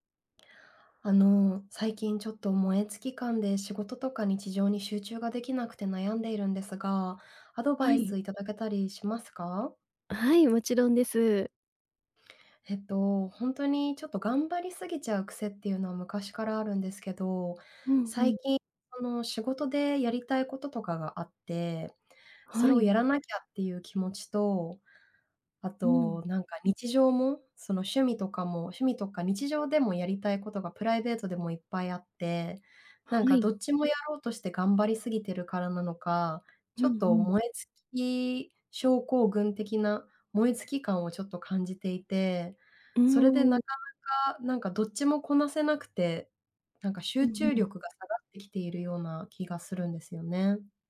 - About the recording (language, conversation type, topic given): Japanese, advice, 燃え尽き感が強くて仕事や日常に集中できないとき、どうすれば改善できますか？
- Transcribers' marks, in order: none